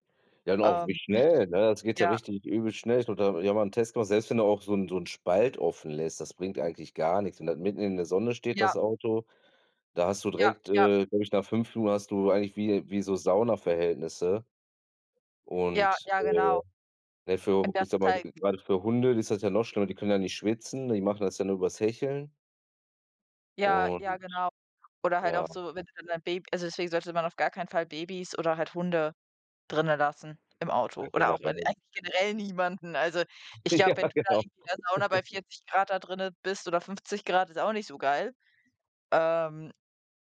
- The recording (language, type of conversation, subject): German, unstructured, Was ärgert dich am meisten, wenn jemand Tiere schlecht behandelt?
- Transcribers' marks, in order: other noise; unintelligible speech; unintelligible speech; other background noise; laughing while speaking: "Ja, genau"; chuckle